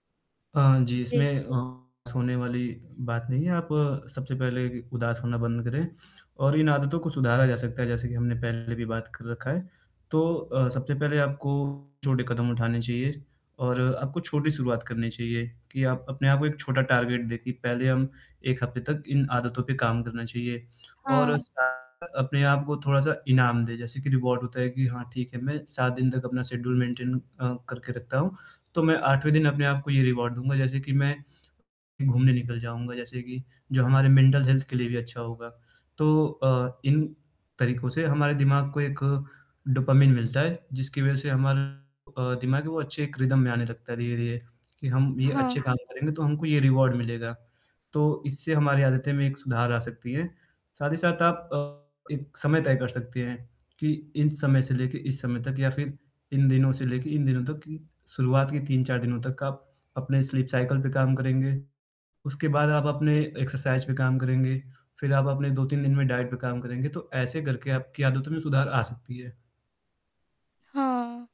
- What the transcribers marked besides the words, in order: static; distorted speech; tapping; in English: "टारगेट"; in English: "रिवॉर्ड"; in English: "शेड्यूल मेंटेन"; in English: "रिवॉर्ड"; in English: "मेंटल हेल्थ"; in English: "डोपामाइन"; in English: "रिदम"; other background noise; in English: "रिवॉर्ड"; in English: "स्लीप साइकिल"; in English: "एक्सरसाइज़"; in English: "डाइट"
- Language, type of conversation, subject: Hindi, advice, मैं अपनी दैनिक दिनचर्या में निरंतरता कैसे बना सकता/सकती हूँ?